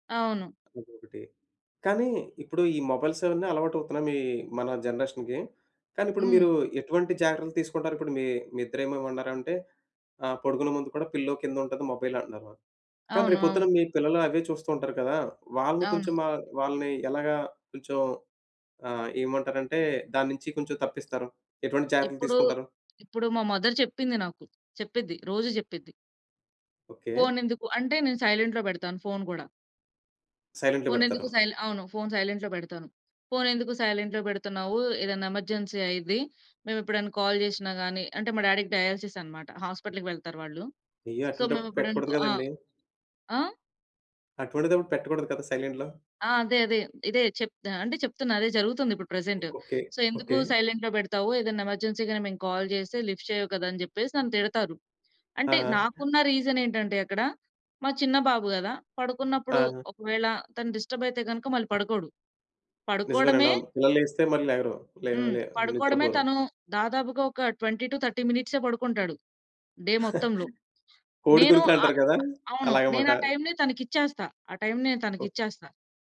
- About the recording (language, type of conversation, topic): Telugu, podcast, రాత్రి ఫోన్‌ను పడకగదిలో ఉంచుకోవడం గురించి మీ అభిప్రాయం ఏమిటి?
- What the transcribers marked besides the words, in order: in English: "మొబైల్స్"; in English: "జనరేషన్‌కి"; in English: "మొబైల్"; other background noise; tapping; in English: "మదర్"; in English: "సైలెంట్‌లో"; in English: "సైలెంట్‌లో"; in English: "సైలెంట్‌లో"; in English: "సైలెంట్‌లో"; in English: "ఎమర్జెన్సీ"; in English: "కాల్"; in English: "డ్యాడీ‌కి డయాలిసిస్"; in English: "హాస్పిటల్‌కి"; in English: "సో"; in English: "సైలెంట్‌లో"; in English: "సో"; in English: "సైలెంట్‌లో"; in English: "ఎమర్జెన్సీ‌గాని"; in English: "కాల్"; in English: "లిఫ్ట్"; in English: "డిస్టర్బ్"; in English: "ట్వెంటీ టు థర్టీ"; in English: "డే"; chuckle